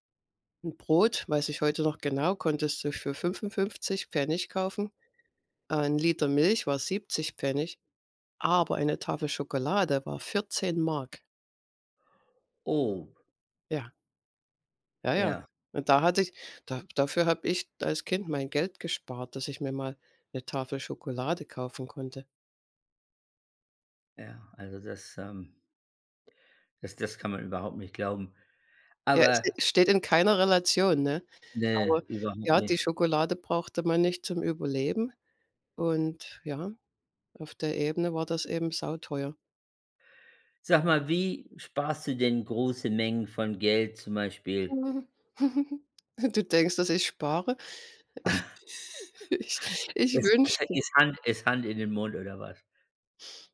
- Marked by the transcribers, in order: giggle; laugh; laughing while speaking: "Ich"; unintelligible speech
- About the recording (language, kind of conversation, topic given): German, unstructured, Wie sparst du am liebsten Geld?